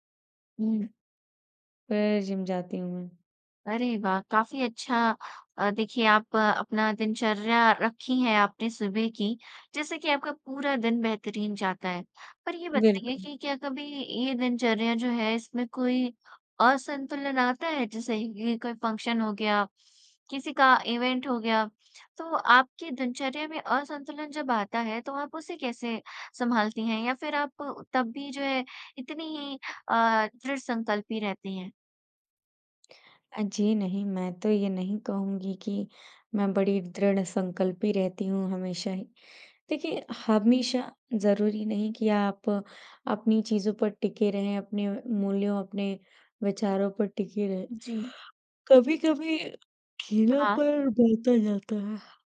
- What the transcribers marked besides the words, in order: in English: "फ़ंक्शन"; in English: "इवेंट"; yawn
- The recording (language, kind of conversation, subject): Hindi, podcast, सुबह उठने के बाद आप सबसे पहले क्या करते हैं?